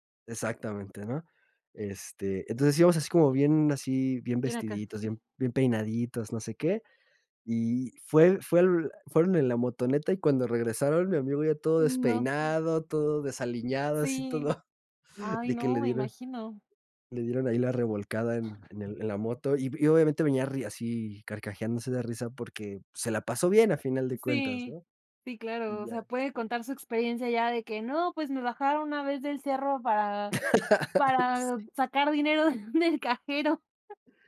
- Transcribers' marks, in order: chuckle; chuckle; other noise; laugh; laughing while speaking: "del cajero"
- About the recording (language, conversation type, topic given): Spanish, podcast, ¿Cuál ha sido tu experiencia más divertida con tus amigos?
- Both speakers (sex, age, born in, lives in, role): female, 25-29, Mexico, Mexico, host; male, 30-34, Mexico, Mexico, guest